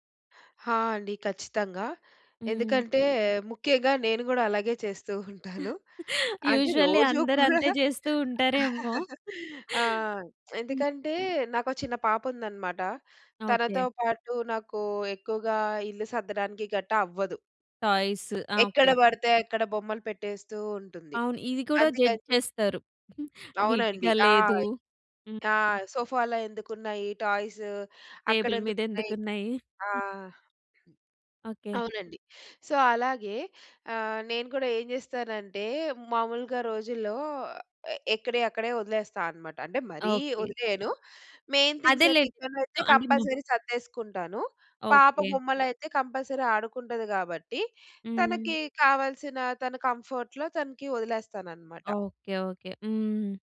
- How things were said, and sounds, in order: laughing while speaking: "యూషువల్లీ అందరు అంతే చేస్తూ ఉంటారేమో"; in English: "యూషువల్లీ"; chuckle; chuckle; in English: "టాయ్స్"; in English: "జడ్జ్"; giggle; in English: "నీట్‌గా"; in English: "సోఫాలో"; in English: "టాయ్స్?"; in English: "టేబుల్"; chuckle; in English: "సో"; in English: "మెయిన్ థింగ్స్ కిచన్‌లో"; in English: "కంపల్సరీ"; in English: "కంపల్సరీ"; in English: "కంఫర్ట్‌లో"
- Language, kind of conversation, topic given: Telugu, podcast, అతిథులు వచ్చినప్పుడు ఇంటి సన్నాహకాలు ఎలా చేస్తారు?